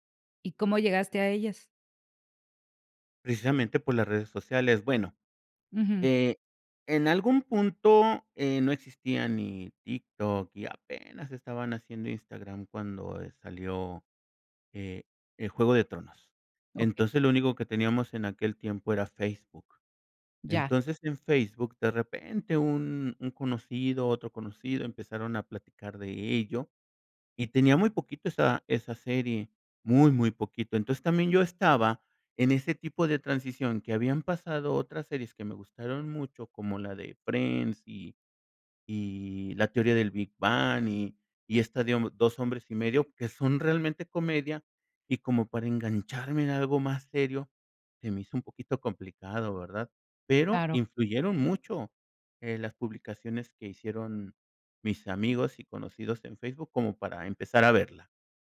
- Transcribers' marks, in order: none
- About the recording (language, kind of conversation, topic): Spanish, podcast, ¿Cómo influyen las redes sociales en la popularidad de una serie?